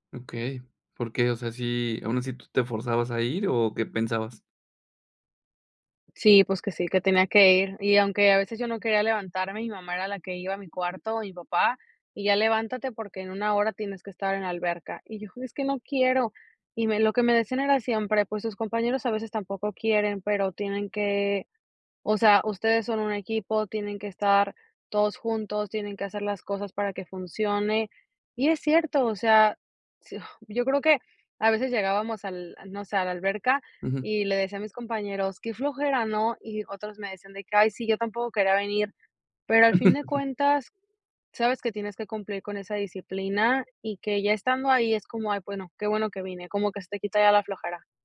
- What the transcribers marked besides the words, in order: chuckle
- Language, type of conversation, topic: Spanish, podcast, ¿Qué papel tiene la disciplina frente a la motivación para ti?
- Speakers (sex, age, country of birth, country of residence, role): female, 30-34, Mexico, United States, guest; male, 30-34, Mexico, Mexico, host